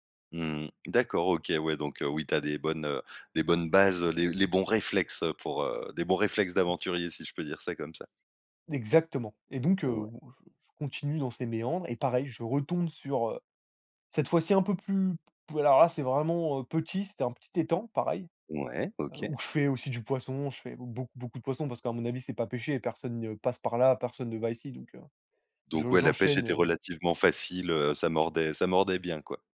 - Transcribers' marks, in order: tapping; stressed: "réflexes"
- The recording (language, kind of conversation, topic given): French, podcast, Peux-tu nous raconter une de tes aventures en solo ?